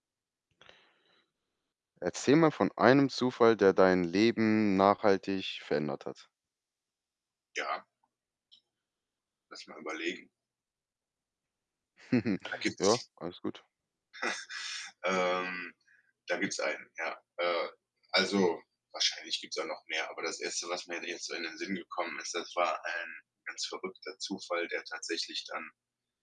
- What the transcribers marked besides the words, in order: other background noise; chuckle; distorted speech; chuckle
- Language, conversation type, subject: German, podcast, Kannst du von einem Zufall erzählen, der dein Leben verändert hat?